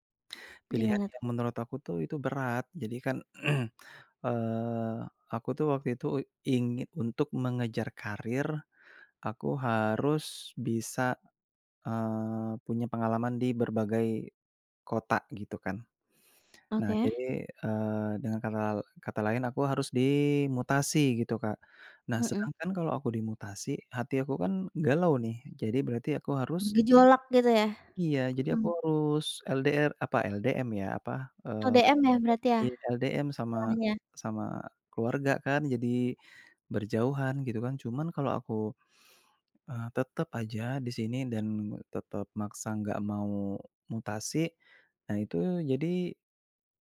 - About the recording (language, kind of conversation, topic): Indonesian, podcast, Gimana cara kamu menimbang antara hati dan logika?
- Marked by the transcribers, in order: throat clearing